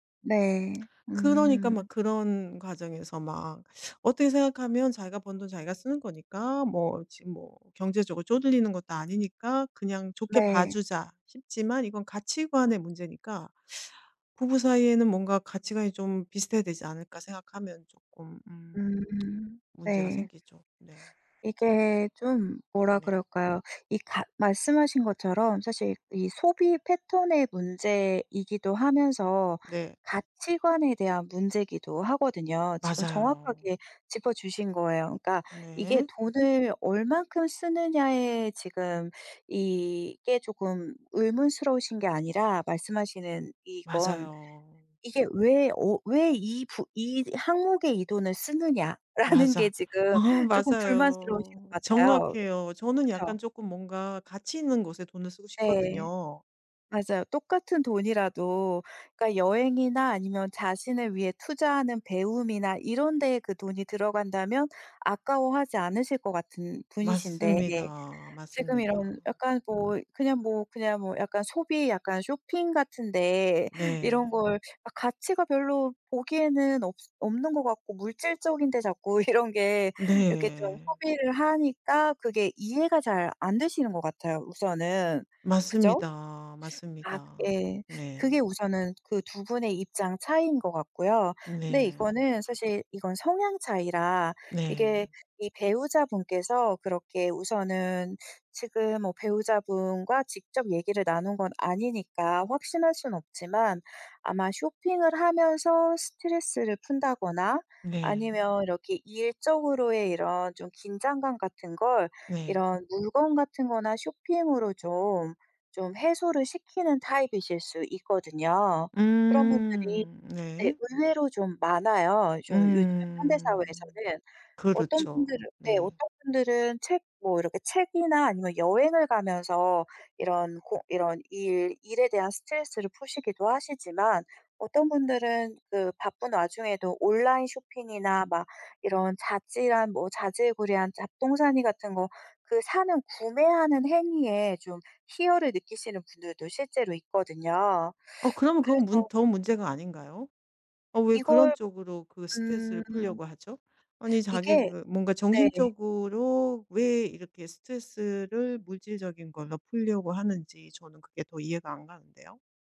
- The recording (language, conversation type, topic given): Korean, advice, 배우자 가족과의 갈등이 반복될 때 어떻게 대처하면 좋을까요?
- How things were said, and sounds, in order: tapping; other background noise; tsk; laughing while speaking: "라는"; laughing while speaking: "이런"; drawn out: "음"